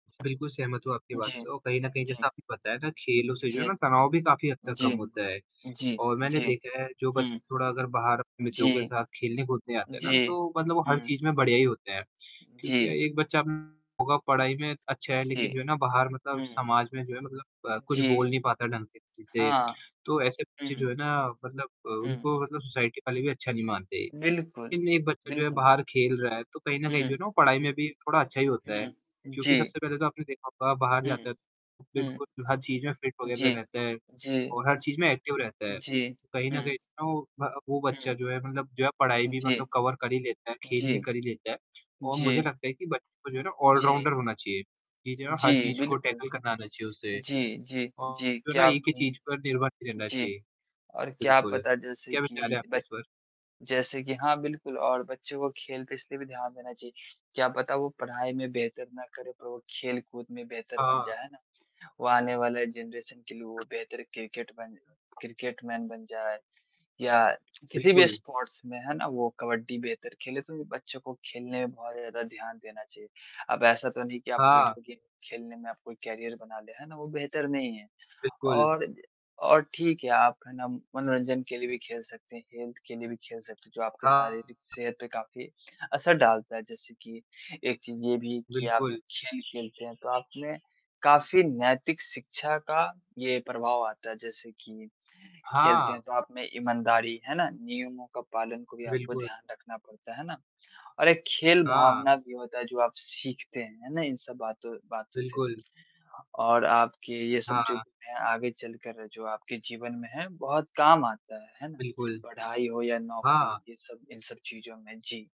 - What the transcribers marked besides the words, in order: mechanical hum; distorted speech; tongue click; in English: "सोसाइटी"; tapping; other background noise; in English: "फिट"; in English: "एक्टिव"; in English: "कवर"; in English: "ऑल-राउंडर"; in English: "टैकल"; in English: "जनरेशन"; in English: "क्रिकेटमैन"; in English: "स्पोर्ट्स"; in English: "वीडियो गेम"; in English: "करियर"; in English: "हेल्थ"
- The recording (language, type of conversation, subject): Hindi, unstructured, खेलकूद से बच्चों के विकास पर क्या असर पड़ता है?